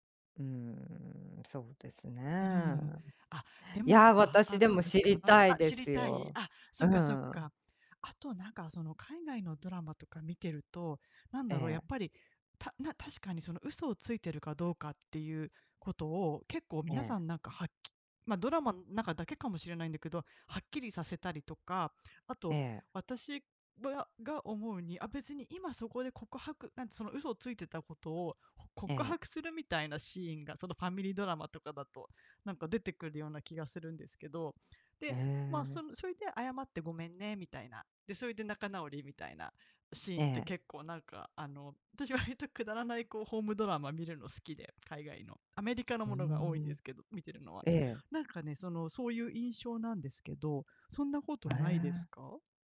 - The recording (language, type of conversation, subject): Japanese, unstructured, 嘘をつかずに生きるのは難しいと思いますか？
- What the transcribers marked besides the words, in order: other background noise; tapping